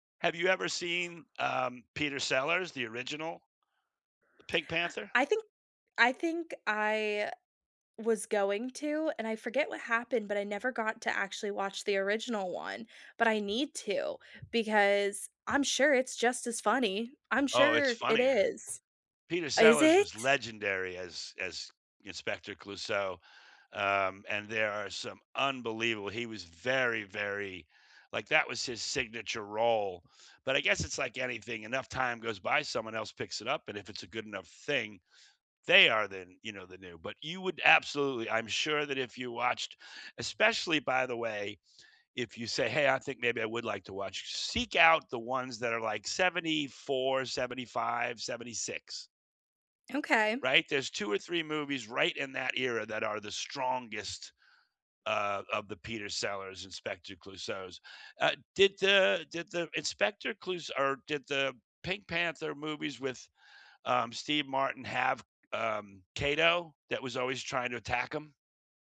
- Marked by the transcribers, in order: other background noise; tapping
- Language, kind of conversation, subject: English, unstructured, Which childhood cartoons still make you smile, and what memories do you love sharing about them?